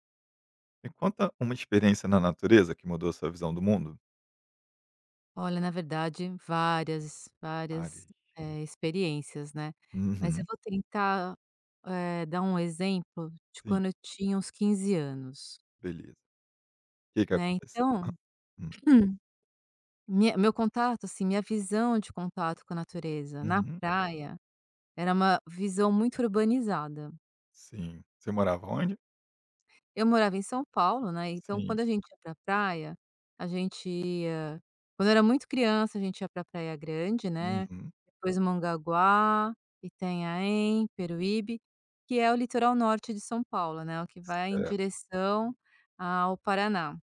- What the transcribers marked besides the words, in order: other background noise; sneeze; tapping
- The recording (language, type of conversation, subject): Portuguese, podcast, Me conta uma experiência na natureza que mudou sua visão do mundo?